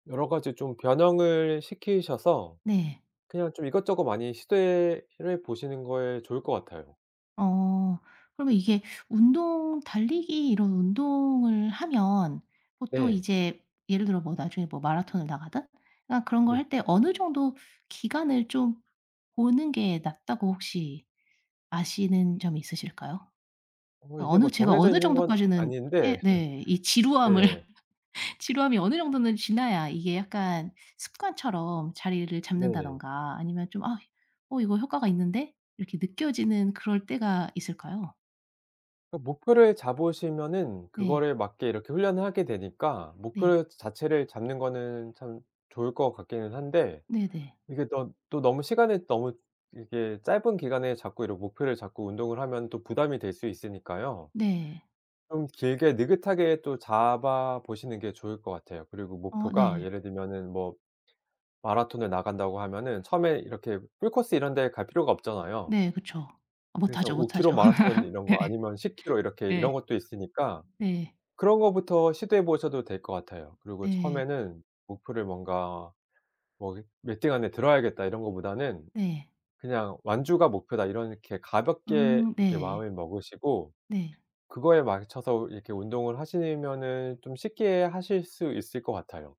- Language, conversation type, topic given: Korean, advice, 운동 효과가 느려서 좌절감을 느낄 때 어떻게 해야 하나요?
- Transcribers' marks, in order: laugh; other background noise; tapping; put-on voice: "풀코스"; laugh; laughing while speaking: "예"